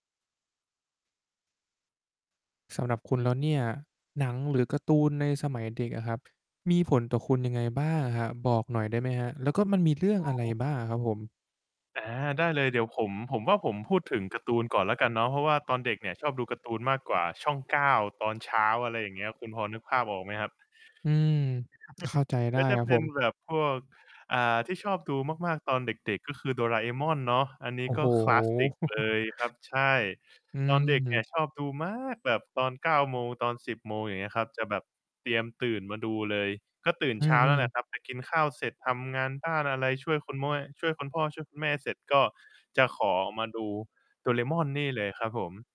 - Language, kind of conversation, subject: Thai, podcast, หนังหรือการ์ตูนที่คุณดูตอนเด็กๆ ส่งผลต่อคุณในวันนี้อย่างไรบ้าง?
- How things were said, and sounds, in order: mechanical hum; tapping; other background noise; chuckle; chuckle; stressed: "มาก"; "แม่" said as "แมว่"